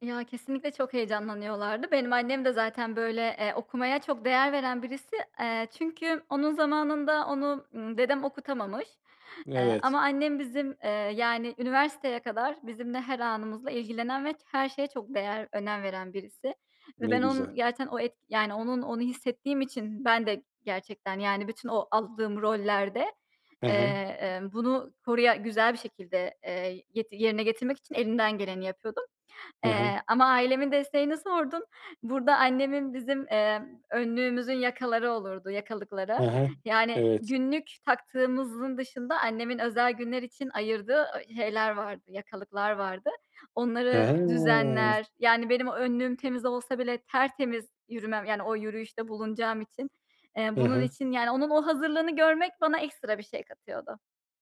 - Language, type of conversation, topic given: Turkish, podcast, Bayramlarda ya da kutlamalarda seni en çok etkileyen gelenek hangisi?
- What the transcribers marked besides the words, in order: tapping; drawn out: "He"; background speech